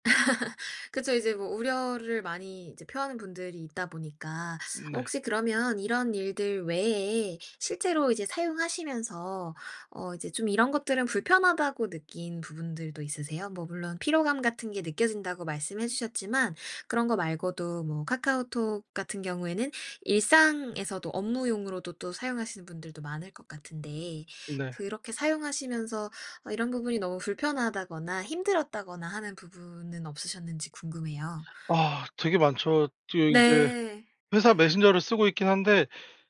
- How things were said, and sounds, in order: laugh; other background noise; tapping
- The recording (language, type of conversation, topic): Korean, podcast, SNS가 일상에 어떤 영향을 준다고 보세요?